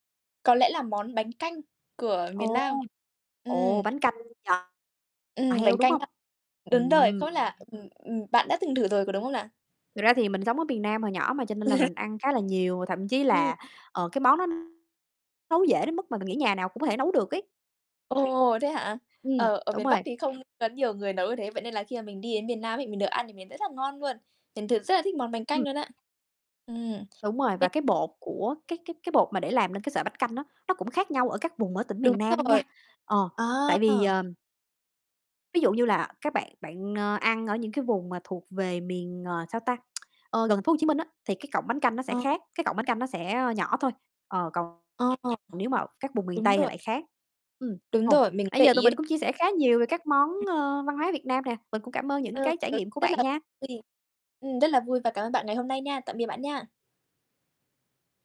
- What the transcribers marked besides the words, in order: other background noise; distorted speech; tapping; background speech; laugh; mechanical hum; "luôn" said as "nuôn"; tsk; unintelligible speech
- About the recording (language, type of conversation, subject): Vietnamese, unstructured, Bạn thấy món ăn nào thể hiện rõ nét văn hóa Việt Nam?